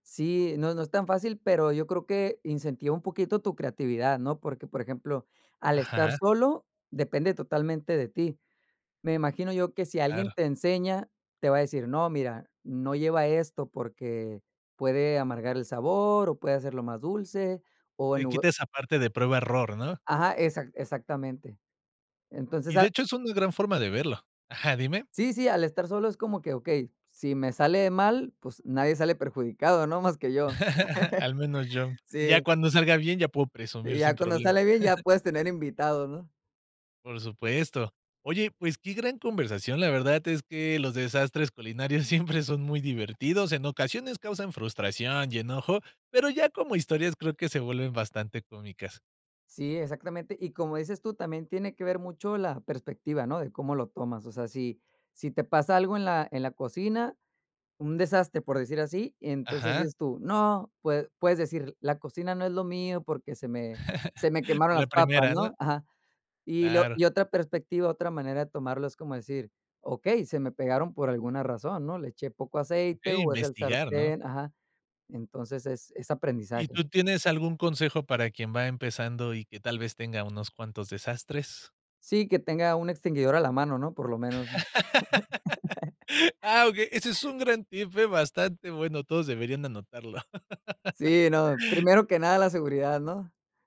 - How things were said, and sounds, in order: laugh; chuckle; chuckle; laughing while speaking: "siempre"; laugh; laugh; laugh; other background noise; laugh
- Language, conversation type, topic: Spanish, podcast, ¿Cuál fue tu mayor desastre culinario y qué aprendiste?
- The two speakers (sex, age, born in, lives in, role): male, 30-34, Mexico, Mexico, host; male, 40-44, Mexico, Mexico, guest